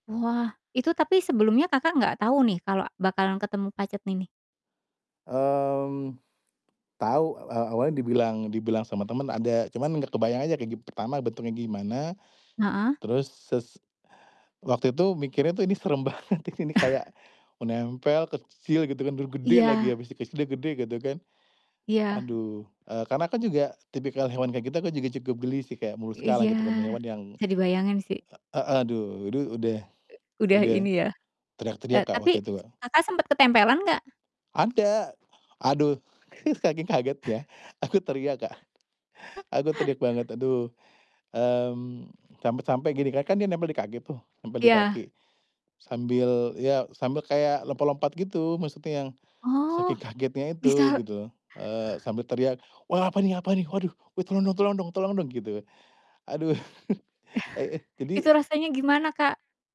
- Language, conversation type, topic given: Indonesian, podcast, Kapan kamu pernah benar-benar takjub saat melihat pemandangan alam?
- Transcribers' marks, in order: laughing while speaking: "banget"; chuckle; other background noise; chuckle; chuckle; background speech; chuckle